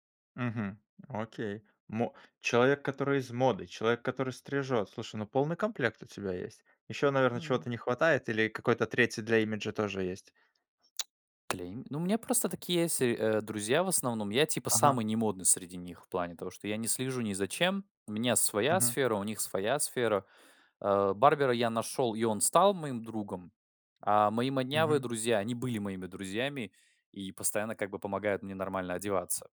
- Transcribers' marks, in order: tapping; other background noise
- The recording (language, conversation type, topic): Russian, podcast, Чувствуете ли вы страх, когда меняете свой имидж?